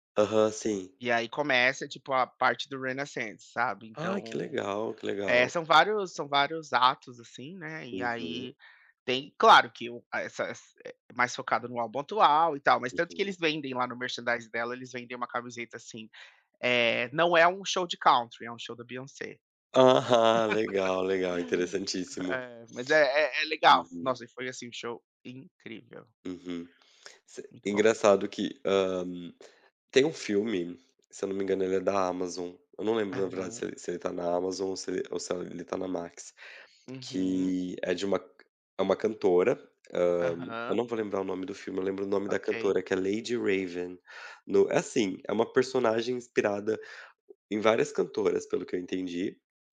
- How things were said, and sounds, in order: in English: "merchandise"; laugh; tapping
- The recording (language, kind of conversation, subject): Portuguese, unstructured, Como a música afeta o seu humor no dia a dia?